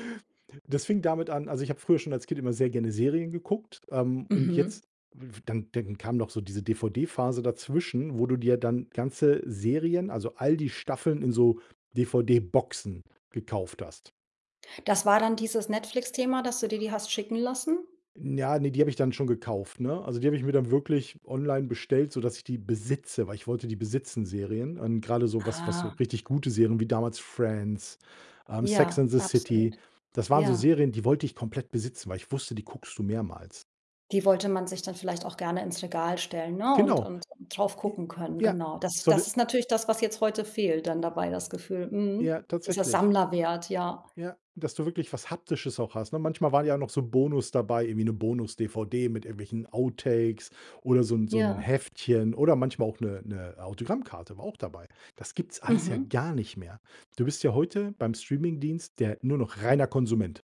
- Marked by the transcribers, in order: none
- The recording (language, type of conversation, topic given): German, podcast, Wie hat Streaming dein Sehverhalten verändert?